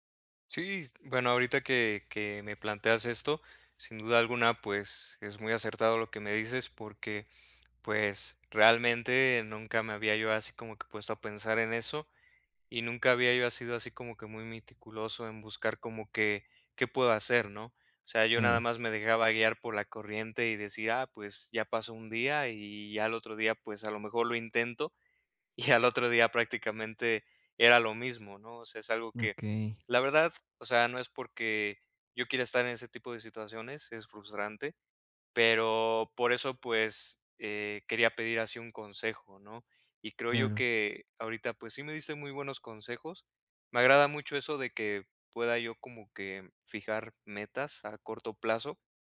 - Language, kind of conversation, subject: Spanish, advice, ¿Cómo puedo equilibrar mi tiempo entre descansar y ser productivo los fines de semana?
- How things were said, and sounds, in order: none